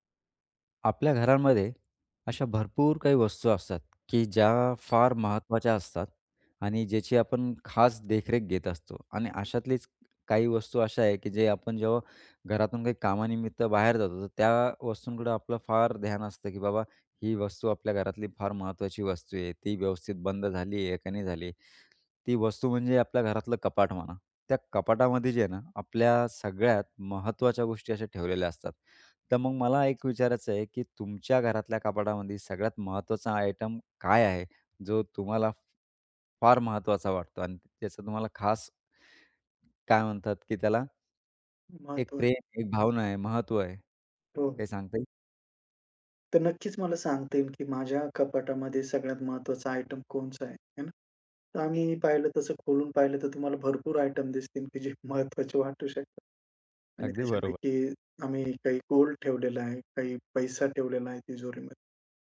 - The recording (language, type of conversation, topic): Marathi, podcast, तुमच्या कपाटात सर्वात महत्त्वाच्या वस्तू कोणत्या आहेत?
- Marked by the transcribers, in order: tapping; other background noise; "कोणतं" said as "कोणच"; laughing while speaking: "जे महत्वाचे"